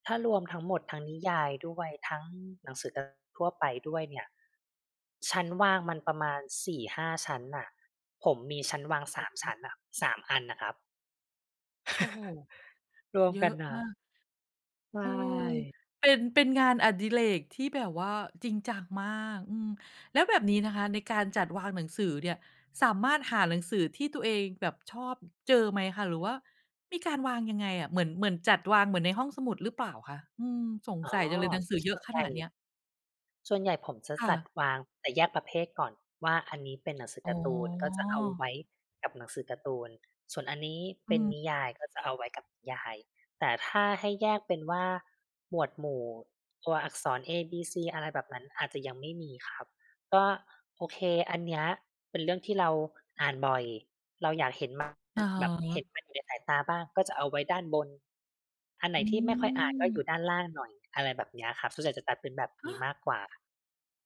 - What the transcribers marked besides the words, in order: tapping; chuckle; other background noise
- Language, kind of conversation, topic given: Thai, podcast, คุณช่วยเล่าเรื่องที่ทำให้คุณรักการเรียนรู้ได้ไหม?